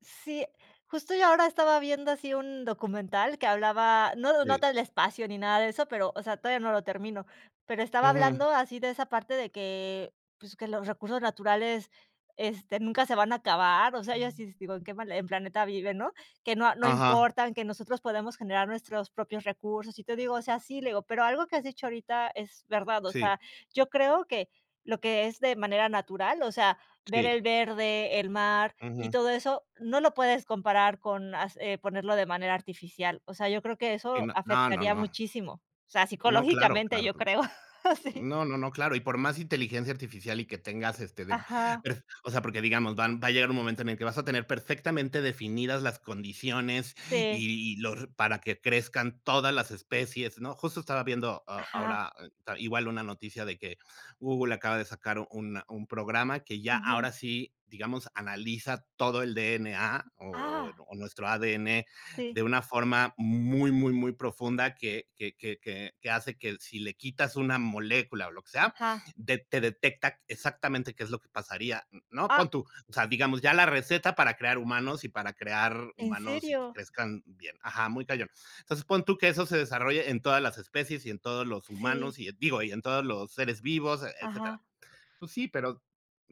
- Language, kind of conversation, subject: Spanish, unstructured, ¿Cómo crees que la exploración espacial afectará nuestro futuro?
- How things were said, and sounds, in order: other background noise; chuckle